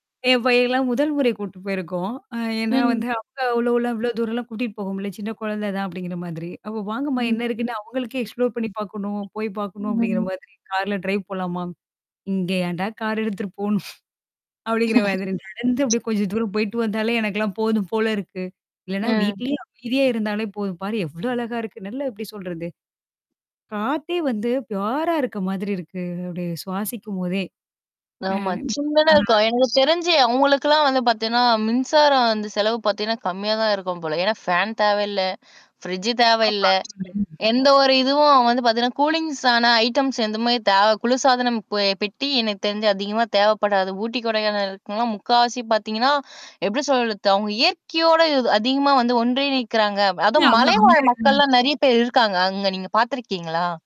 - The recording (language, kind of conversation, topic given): Tamil, podcast, இயற்கையில் நீங்கள் அமைதியை எப்படி கண்டுபிடித்தீர்கள்?
- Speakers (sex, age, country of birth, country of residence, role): female, 20-24, India, India, host; female, 35-39, India, India, guest
- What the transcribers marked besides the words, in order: distorted speech; other noise; other background noise; unintelligible speech; in English: "எக்ஸ்ப்ளோர்"; in English: "டிரைவ்"; laughing while speaking: "இங்க ஏன்டா கார் எடுத்துட்டு போணும்?"; chuckle; in English: "ஃப்யுரா"; tapping; mechanical hum; in English: "ஐட்டம்ஸ்"